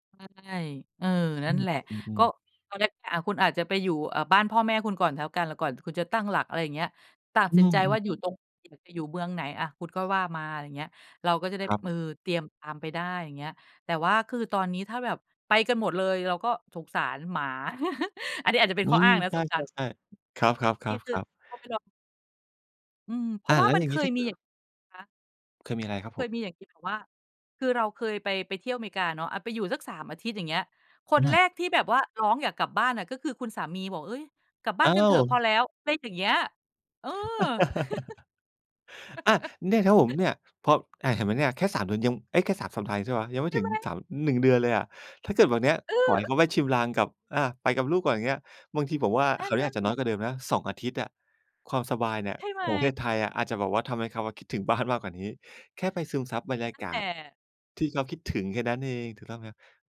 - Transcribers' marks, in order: other background noise; laugh; tapping; chuckle; chuckle
- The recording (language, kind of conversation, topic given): Thai, advice, ฉันควรคุยกับคู่ชีวิตอย่างไรเมื่อเขาไม่อยากย้าย แต่ฉันคิดว่าการย้ายจะเป็นผลดีกับเรา?